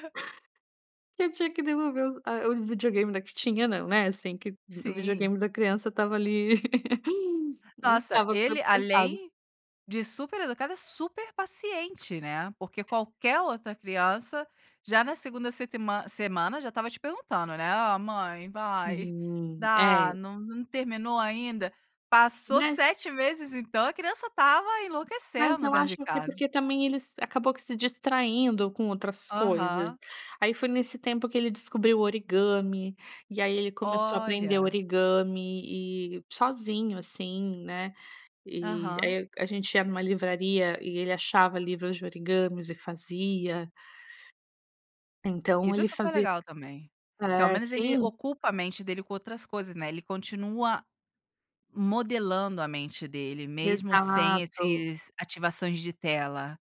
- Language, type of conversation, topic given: Portuguese, podcast, Como você controla o tempo de tela das crianças?
- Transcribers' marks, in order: chuckle; unintelligible speech; other background noise; tapping; in Japanese: "origami"; in Japanese: "origami"; in Japanese: "origamis"